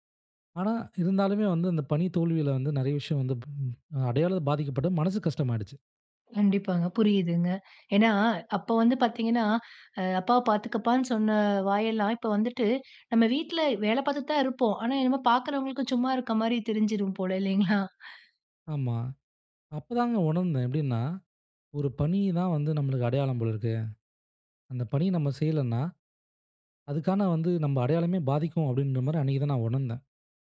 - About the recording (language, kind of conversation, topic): Tamil, podcast, பணியில் தோல்வி ஏற்பட்டால் உங்கள் அடையாளம் பாதிக்கப்படுமா?
- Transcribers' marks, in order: other noise; other background noise; chuckle